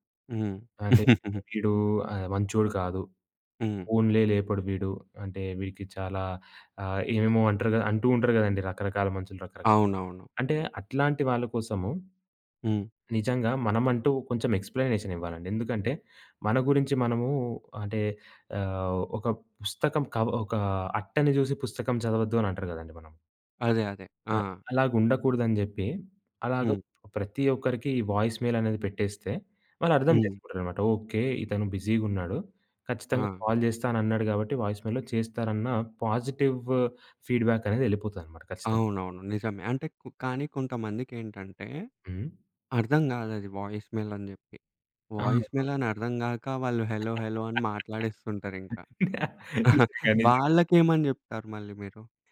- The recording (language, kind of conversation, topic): Telugu, podcast, టెక్స్ట్ vs వాయిస్ — ఎప్పుడు ఏదాన్ని ఎంచుకుంటారు?
- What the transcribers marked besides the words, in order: giggle; tapping; in English: "వాయిస్ మెయిల్"; in English: "బిజీగా"; in English: "కాల్"; in English: "వాయిస్ మెయిల్‌లో"; in English: "పాజిటివ్ ఫీడ్‌బ్యాక్"; in English: "వాయిస్ మెయిల్"; in English: "వాయిస్ మెయిల్"; unintelligible speech; laugh; in English: "హలో హలో"; giggle; other background noise